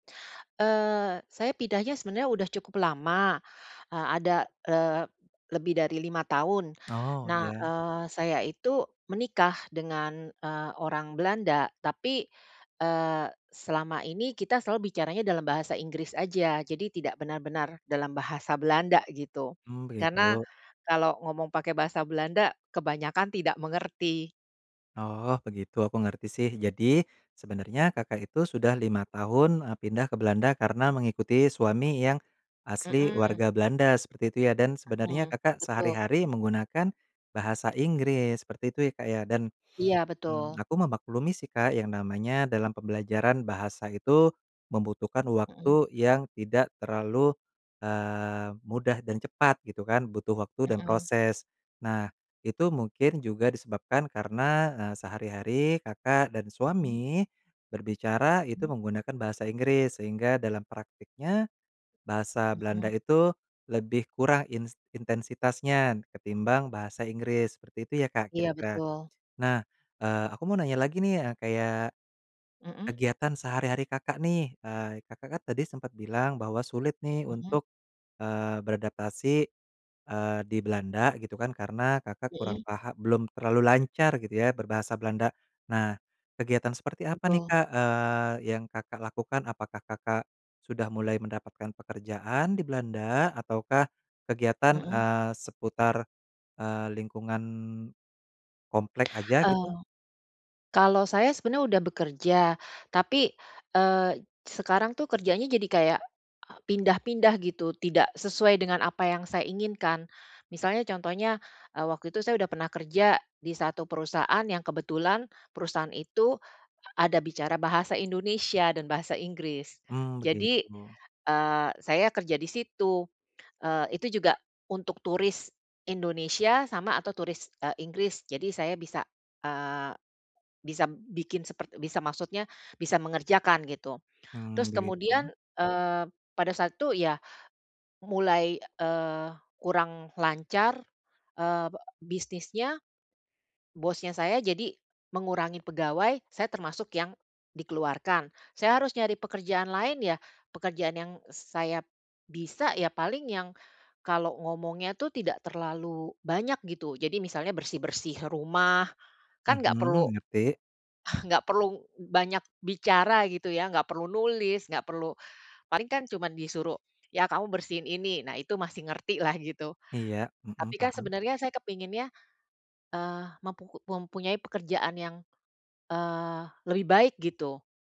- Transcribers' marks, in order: chuckle
- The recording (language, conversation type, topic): Indonesian, advice, Kendala bahasa apa yang paling sering menghambat kegiatan sehari-hari Anda?